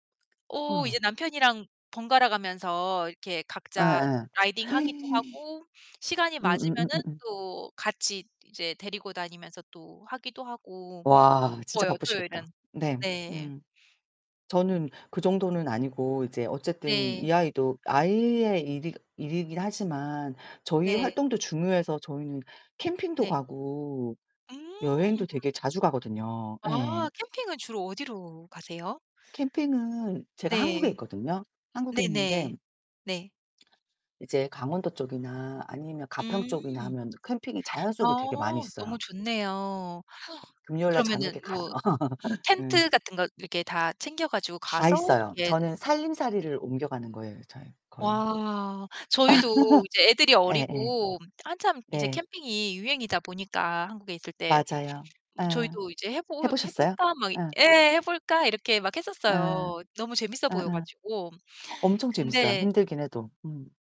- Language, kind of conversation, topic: Korean, unstructured, 주말에는 보통 어떻게 보내세요?
- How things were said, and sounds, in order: tapping; gasp; background speech; laugh; distorted speech; laugh